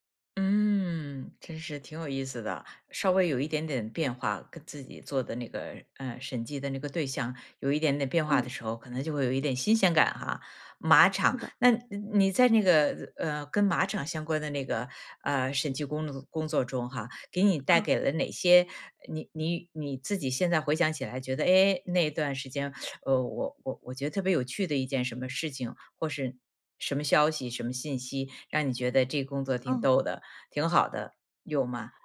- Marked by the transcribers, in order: other background noise; lip smack; teeth sucking
- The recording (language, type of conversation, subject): Chinese, podcast, 你是怎么保持长期热情不退的？